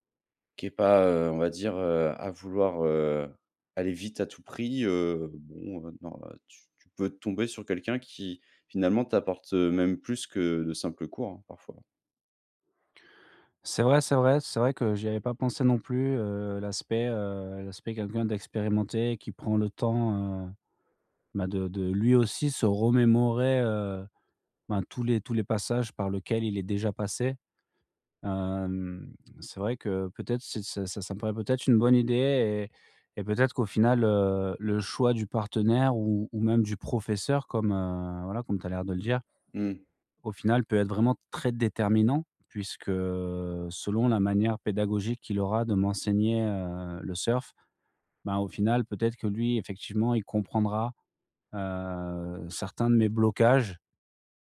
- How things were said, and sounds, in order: stressed: "déterminant"
- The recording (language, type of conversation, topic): French, advice, Comment puis-je surmonter ma peur d’essayer une nouvelle activité ?